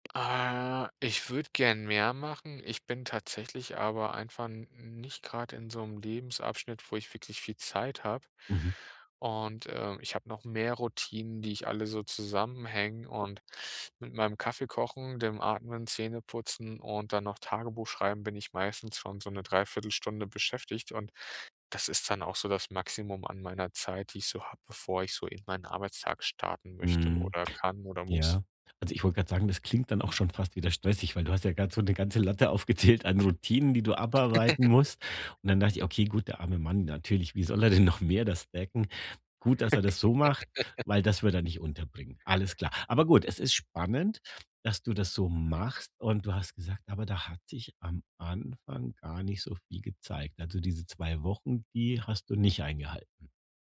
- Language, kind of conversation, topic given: German, podcast, Welche kleine Gewohnheit hat dir am meisten geholfen?
- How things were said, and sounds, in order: drawn out: "Äh"; other background noise; tapping; chuckle; chuckle